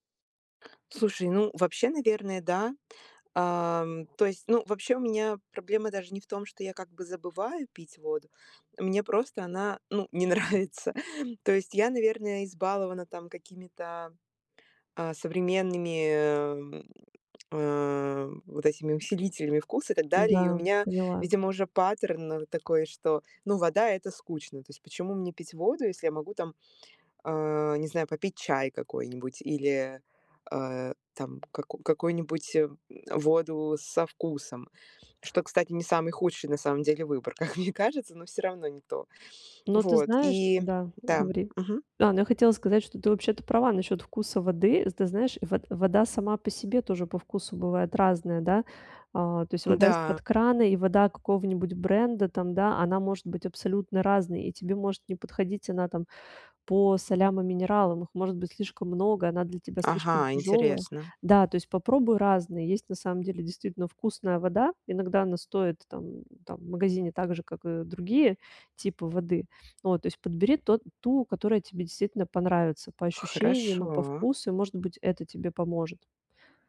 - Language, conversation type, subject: Russian, advice, Как маленькие ежедневные шаги помогают добиться устойчивых изменений?
- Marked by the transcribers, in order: other background noise; laughing while speaking: "не нравится"; tapping; laughing while speaking: "как мне кажется"